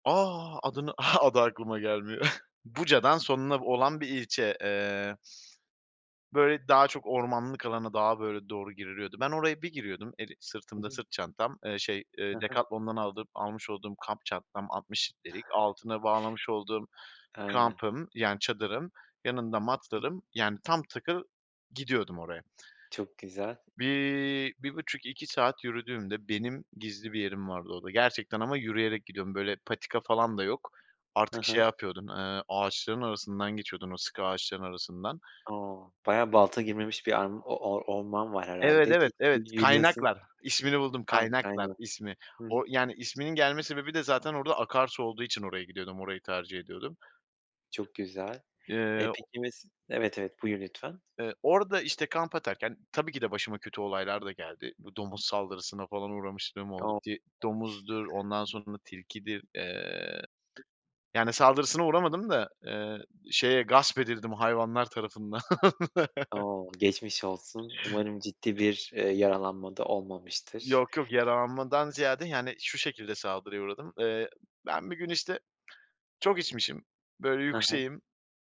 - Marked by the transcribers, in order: chuckle; tapping; other background noise; unintelligible speech; chuckle
- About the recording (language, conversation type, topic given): Turkish, podcast, Doğayla en çok hangi anlarda bağ kurduğunu düşünüyorsun?